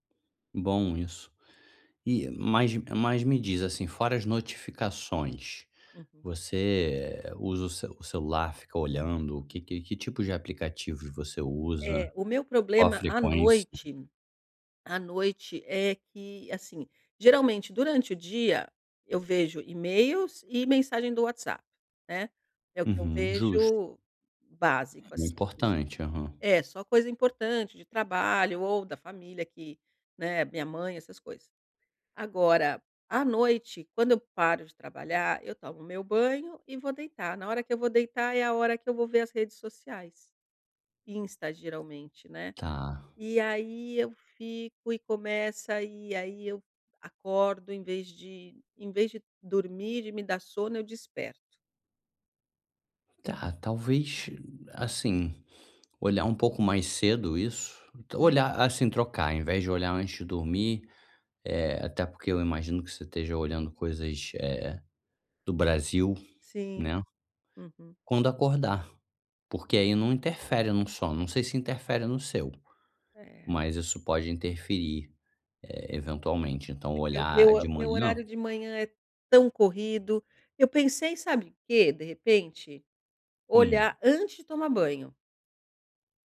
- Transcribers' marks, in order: other background noise
- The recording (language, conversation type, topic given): Portuguese, advice, Como posso resistir à checagem compulsiva do celular antes de dormir?